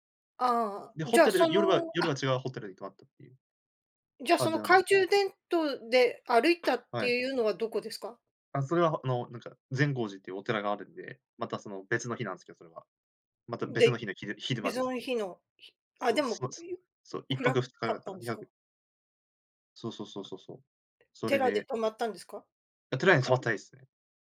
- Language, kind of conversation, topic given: Japanese, podcast, 修学旅行で一番心に残っている思い出は何ですか？
- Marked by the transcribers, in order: none